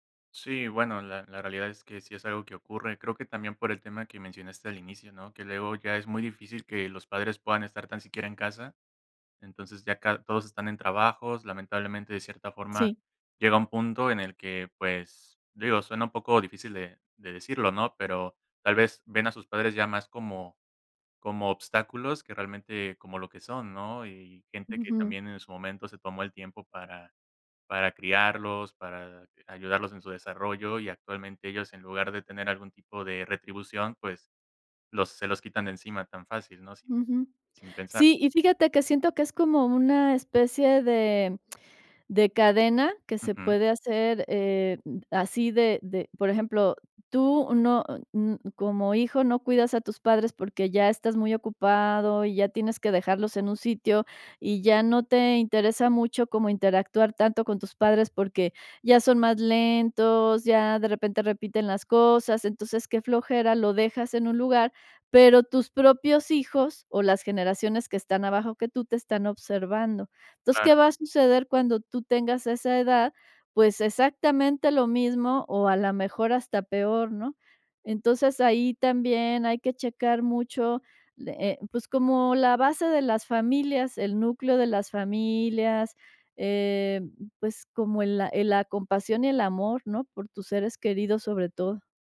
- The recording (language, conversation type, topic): Spanish, podcast, ¿Qué papel crees que deben tener los abuelos en la crianza?
- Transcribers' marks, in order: other noise